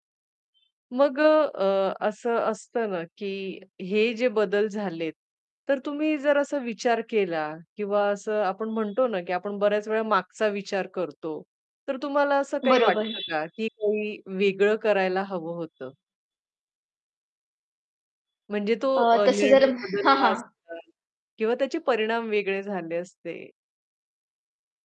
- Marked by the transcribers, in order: horn; tapping; distorted speech; background speech
- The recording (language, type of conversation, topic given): Marathi, podcast, तुमच्या आयुष्याला कलाटणी देणारा निर्णय कोणता होता?